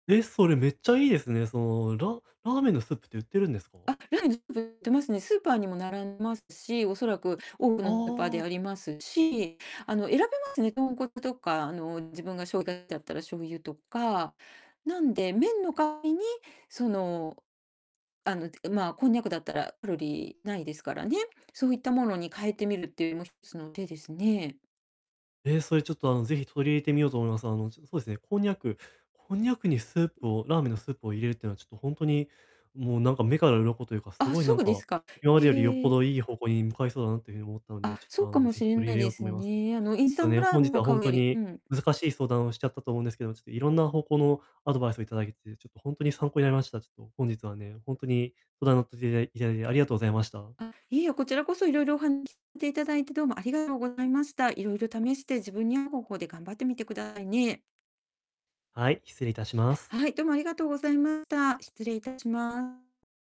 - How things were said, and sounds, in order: distorted speech; unintelligible speech
- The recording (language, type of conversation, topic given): Japanese, advice, 間食が多くて困っているのですが、どうすれば健康的に間食を管理できますか？